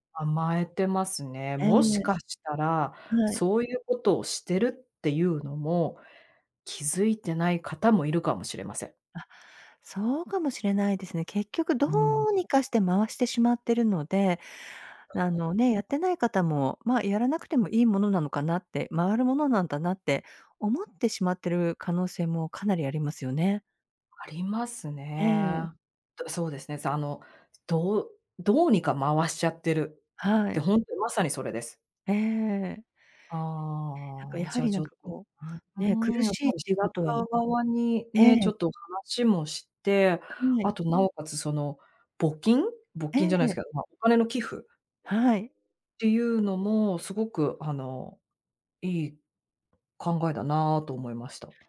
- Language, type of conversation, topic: Japanese, advice, チーム内で業務量を公平に配分するために、どのように話し合えばよいですか？
- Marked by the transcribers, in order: other noise; tapping